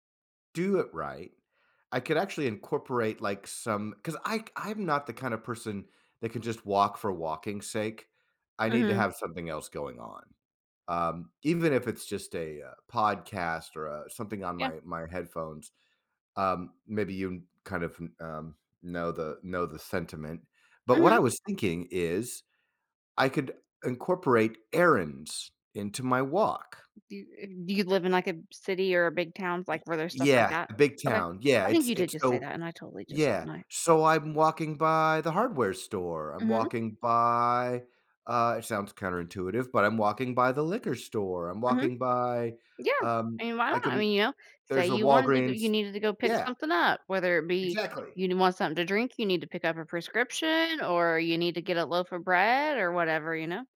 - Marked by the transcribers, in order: tapping; drawn out: "by"; other background noise
- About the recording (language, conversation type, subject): English, advice, How do I start a fitness routine?